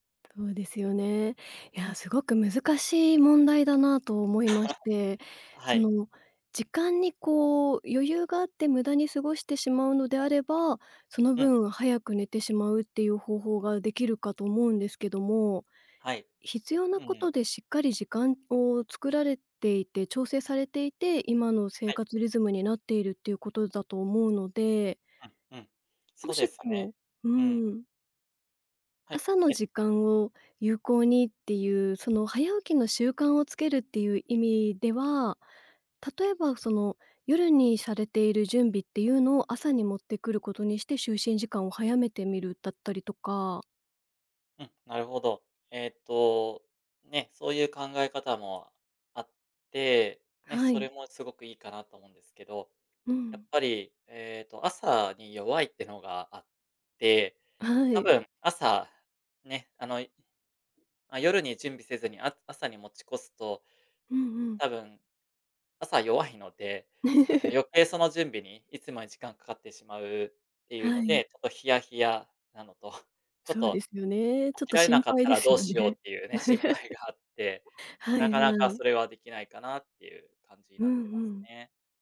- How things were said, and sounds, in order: laugh; laugh; chuckle; laughing while speaking: "心配が"; laughing while speaking: "心配ですよね"; laugh
- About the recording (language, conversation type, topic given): Japanese, advice, 朝起きられず、早起きを続けられないのはなぜですか？